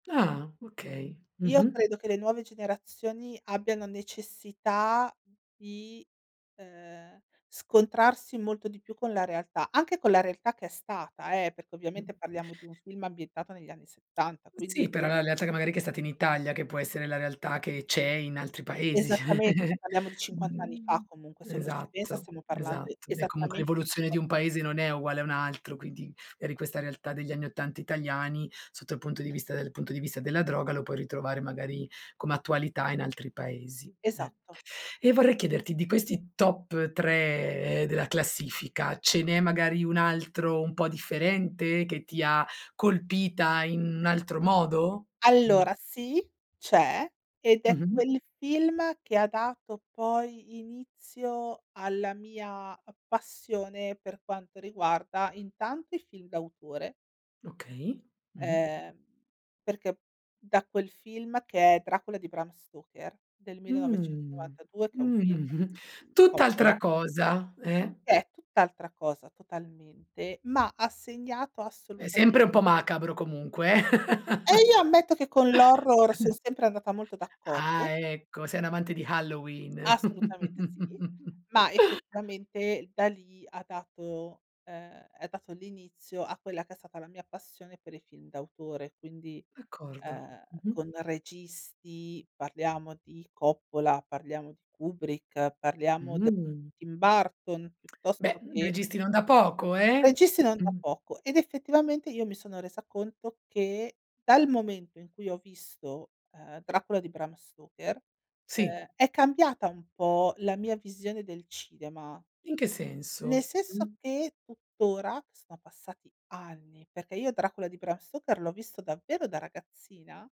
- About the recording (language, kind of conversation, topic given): Italian, podcast, Qual è un film che ti ha cambiato e che cosa ti ha colpito davvero?
- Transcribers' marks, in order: tapping; "cioè" said as "ceh"; chuckle; drawn out: "tre"; drawn out: "Mh, mh"; other background noise; chuckle; chuckle; drawn out: "Mh"